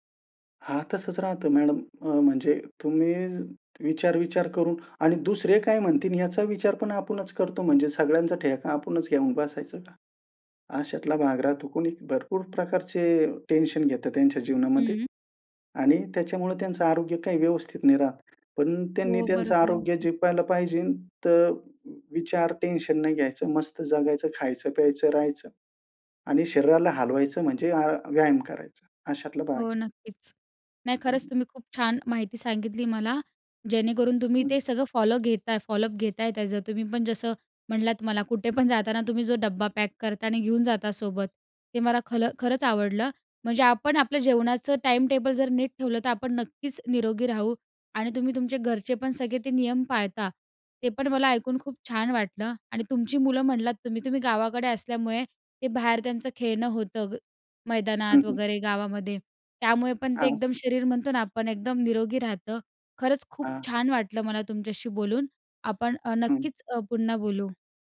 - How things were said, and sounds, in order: tapping; other noise
- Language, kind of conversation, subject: Marathi, podcast, कुटुंबात निरोगी सवयी कशा रुजवता?